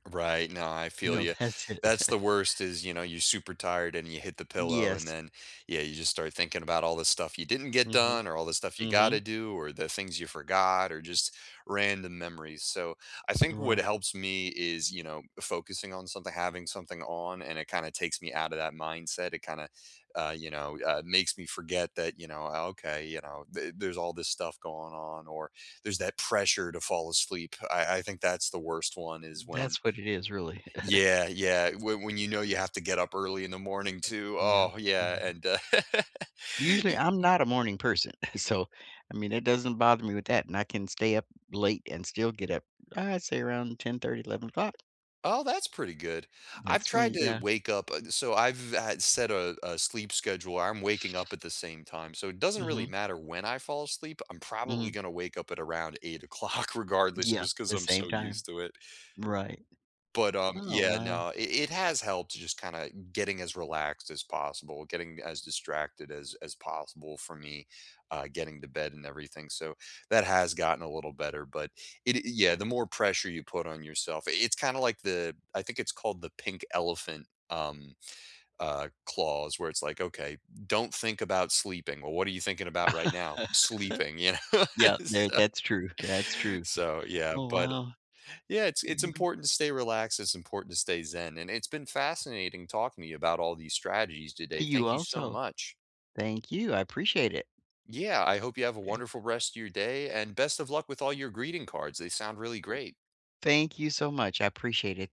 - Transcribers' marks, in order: chuckle; other background noise; chuckle; tapping; laugh; scoff; laughing while speaking: "eight o'clock"; laugh; laughing while speaking: "know, so"
- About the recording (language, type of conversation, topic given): English, unstructured, When you want to relax, what kind of entertainment do you turn to, and why is it your go-to choice?
- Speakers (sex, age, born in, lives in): female, 75-79, United States, United States; male, 25-29, United States, United States